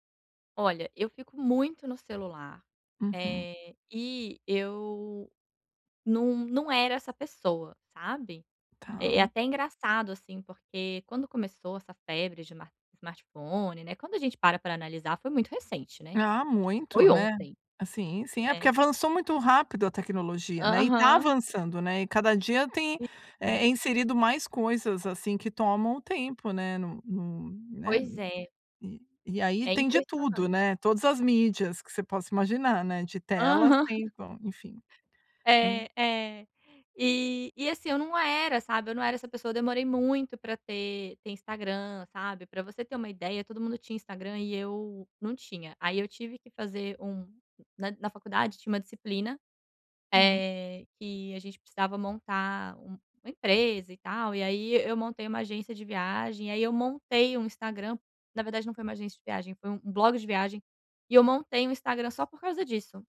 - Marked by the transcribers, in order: tapping; unintelligible speech; giggle
- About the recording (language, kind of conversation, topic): Portuguese, advice, Como posso limitar o tempo que passo consumindo mídia todos os dias?